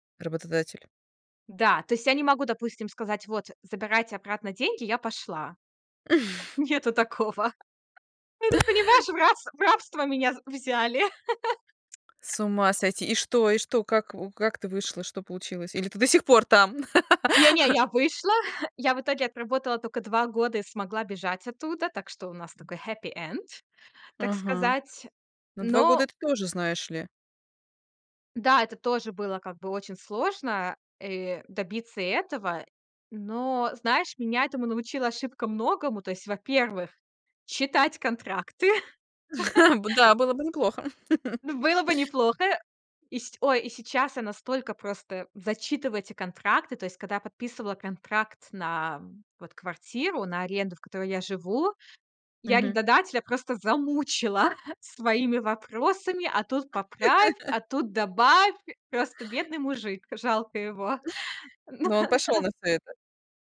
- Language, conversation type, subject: Russian, podcast, Чему научила тебя первая серьёзная ошибка?
- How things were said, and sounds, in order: chuckle; laughing while speaking: "такого"; tapping; laugh; laugh; chuckle; in English: "happy end"; laughing while speaking: "контракты"; chuckle; chuckle; chuckle; laugh